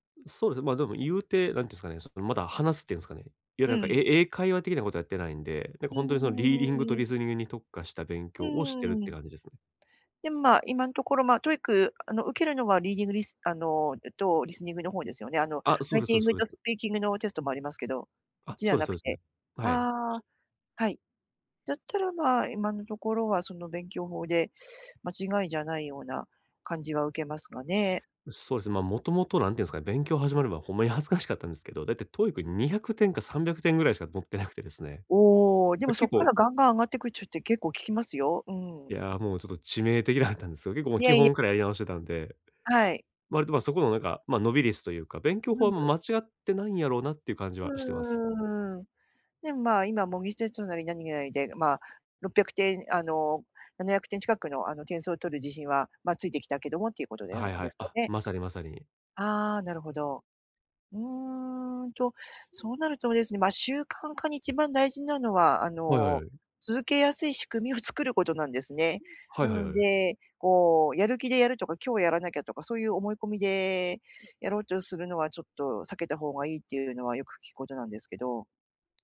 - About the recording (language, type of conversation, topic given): Japanese, advice, 忙しい毎日の中で趣味を続けるにはどうすればよいですか？
- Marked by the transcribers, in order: tapping; other noise; other background noise